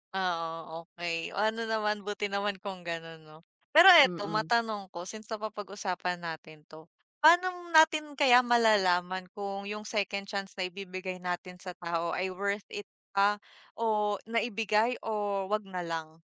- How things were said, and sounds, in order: none
- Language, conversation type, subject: Filipino, unstructured, Ano ang palagay mo tungkol sa pagbibigay ng pangalawang pagkakataon?